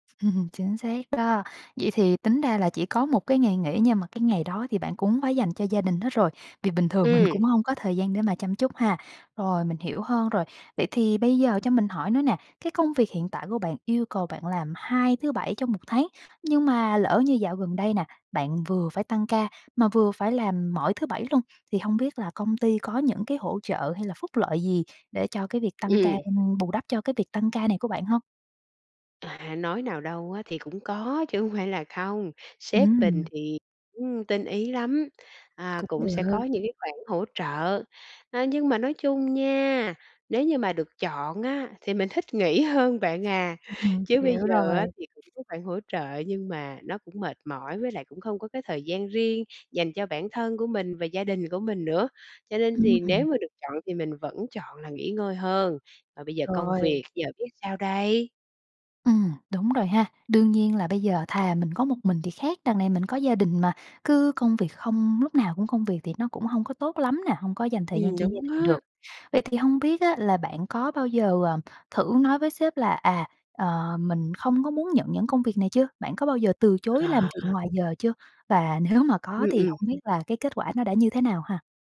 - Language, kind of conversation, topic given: Vietnamese, advice, Làm sao để cân bằng thời gian giữa công việc và cuộc sống cá nhân?
- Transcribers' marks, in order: laughing while speaking: "Ừm"; other background noise; tapping; laughing while speaking: "nếu"